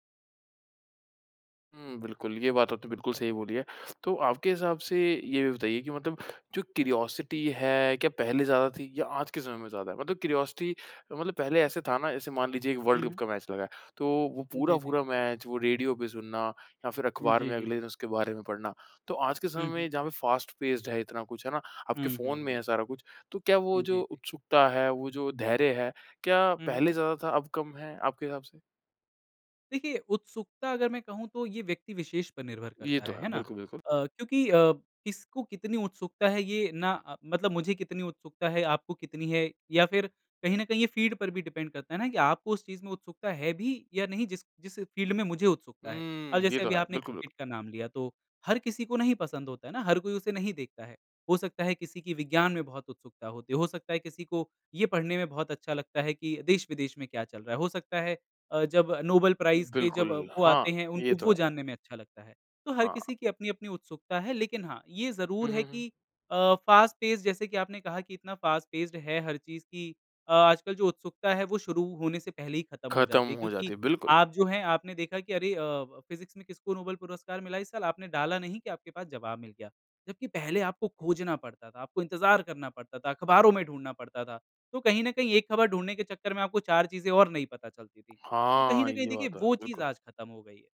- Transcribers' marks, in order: in English: "क्यूरोसिटी"; in English: "क्यूरोसिटी"; in English: "वर्ल्ड्कप"; in English: "फ़ास्ट पेस्ड"; tapping; in English: "फ़ील्ड"; in English: "डिपेंड"; in English: "फ़ील्ड"; in English: "फ़ास्ट पेस"; in English: "फ़ास्ट पेस्ड"; in English: "फ़िज़िक्स"
- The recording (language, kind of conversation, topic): Hindi, podcast, तुम्हारे मुताबिक़ पुराने मीडिया की कौन-सी बात की कमी आज महसूस होती है?